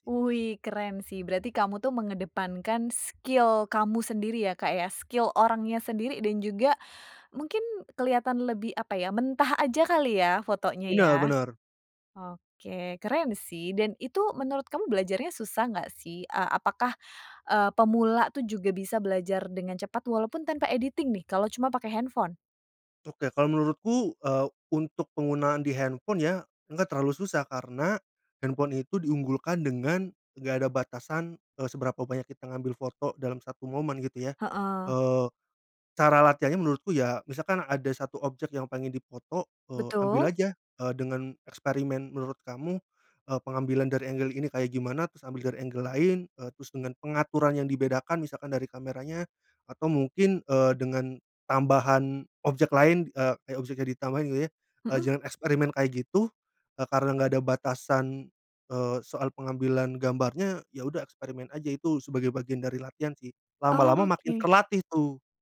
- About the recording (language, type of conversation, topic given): Indonesian, podcast, Bagaimana Anda mulai belajar fotografi dengan ponsel pintar?
- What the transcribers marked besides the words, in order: in English: "skill"; in English: "skill"; in English: "editing"; in English: "angle"; in English: "angle"